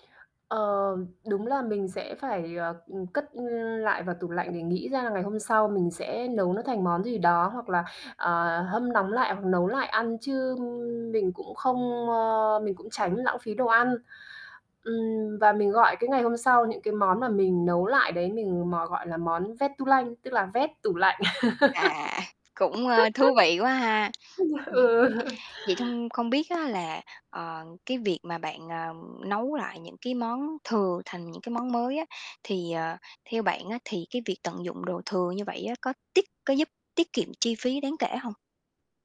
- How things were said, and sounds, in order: tapping; distorted speech; laugh; laughing while speaking: "Ừ"; chuckle
- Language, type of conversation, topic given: Vietnamese, podcast, Bạn thường biến đồ ăn thừa thành món mới như thế nào?